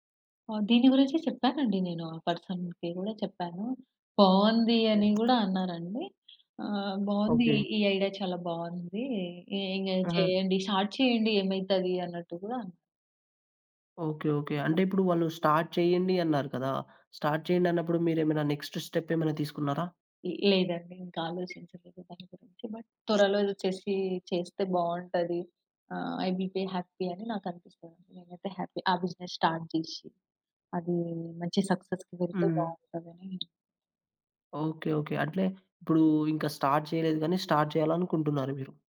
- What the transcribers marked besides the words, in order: in English: "పర్సన్‌కి"; other background noise; in English: "స్టార్ట్"; in English: "స్టార్ట్"; in English: "స్టార్ట్"; in English: "నెక్స్ట్ స్టెప్"; tapping; in English: "బట్"; in English: "ఐ విల్ బి హ్యాపీ"; in English: "హ్యాపీ"; in English: "బిజినెస్ స్టార్ట్"; in English: "సక్సెస్‌కి"; in English: "స్టార్ట్"; in English: "స్టార్ట్"
- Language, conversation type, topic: Telugu, podcast, మీరు మీ సృజనాత్మక గుర్తింపును ఎక్కువగా ఎవరితో పంచుకుంటారు?